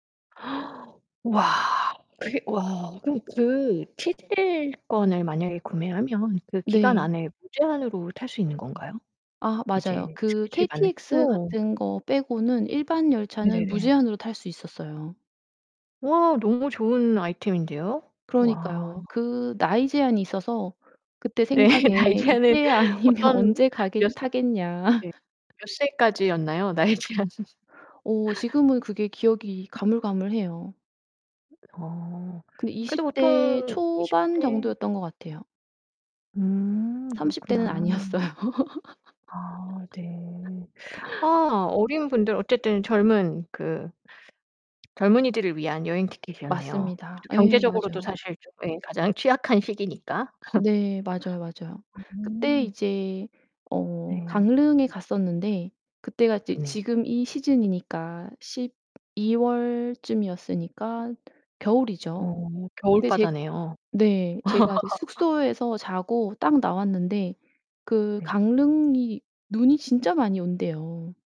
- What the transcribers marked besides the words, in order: gasp; other background noise; distorted speech; laughing while speaking: "네, 나이제한은"; laughing while speaking: "아니면"; laugh; laughing while speaking: "나이제한은?"; laughing while speaking: "아니었어요"; laugh; laugh; laugh
- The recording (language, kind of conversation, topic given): Korean, podcast, 혼자 여행하면서 가장 기억에 남는 순간은 언제였나요?